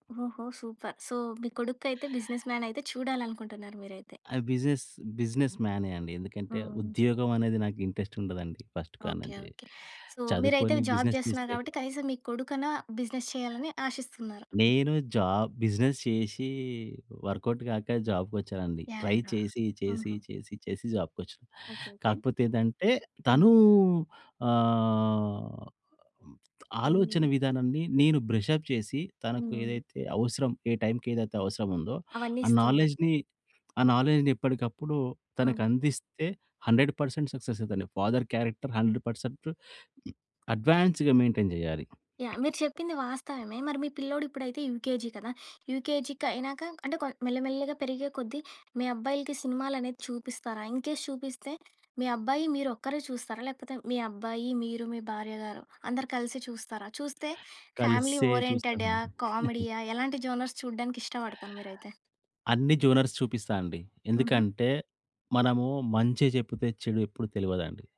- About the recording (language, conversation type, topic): Telugu, podcast, కుటుంబంతో కలిసి సినిమా చూస్తే మీకు గుర్తొచ్చే జ్ఞాపకాలు ఏవైనా చెప్పగలరా?
- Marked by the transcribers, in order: in English: "సూపర్. సో"; in English: "బిజినెస్ మ్యాన్"; in English: "బిజినెస్, బిజినెస్"; in English: "ఇంట్రెస్ట్"; in English: "ఫస్ట్"; in English: "సో"; in English: "జాబ్"; in English: "బిజినెస్"; in English: "బిజినెస్"; in English: "జాబ్ బిజినెస్"; in English: "వర్కౌట్"; in English: "ట్రై"; in English: "బ్రష‌ప్"; in English: "నాలెడ్జ్‌ని"; in English: "నాలెడ్జ్‌ని"; in English: "హండ్రెడ్ పర్సం‌ట్ సక్సెస్"; in English: "ఫాదర్ క్యారెక్టర్ హండ్రెడ్ పర్సం‌ట్ అడ్వాన్స్‌గా మెయింటైన్"; other background noise; in English: "యూకేజీ"; in English: "యూకేజీకి"; in English: "ఇన్‌కేస్"; in English: "ఫ్యామిలీ"; giggle; in English: "జోనర్స్"; in English: "జోనర్స్"